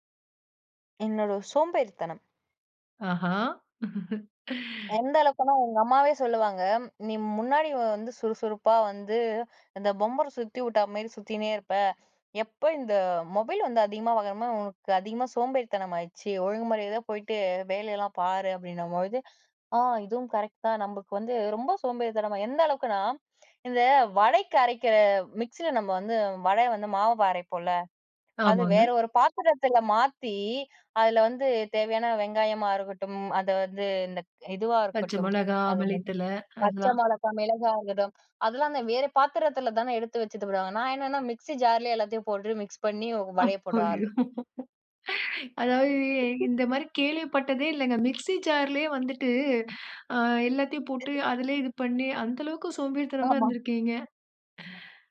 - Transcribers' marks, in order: laugh; "பம்பரம்" said as "பொம்மரம்"; laugh; other noise
- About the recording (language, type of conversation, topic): Tamil, podcast, விட வேண்டிய பழக்கத்தை எப்படி நிறுத்தினீர்கள்?